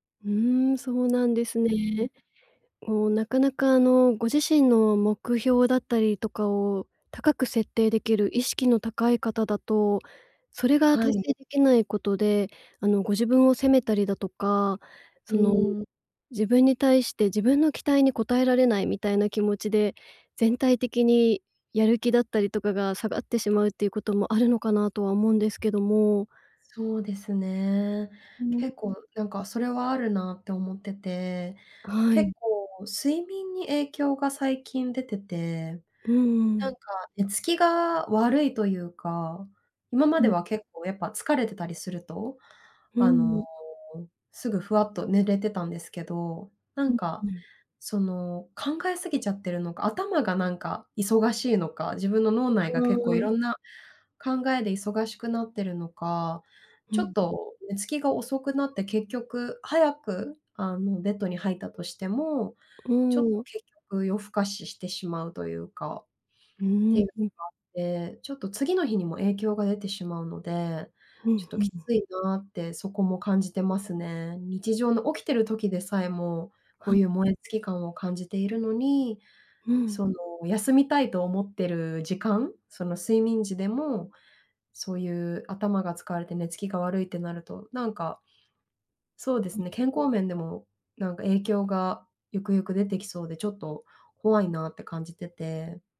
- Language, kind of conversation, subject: Japanese, advice, 燃え尽き感が強くて仕事や日常に集中できないとき、どうすれば改善できますか？
- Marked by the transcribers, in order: alarm; other background noise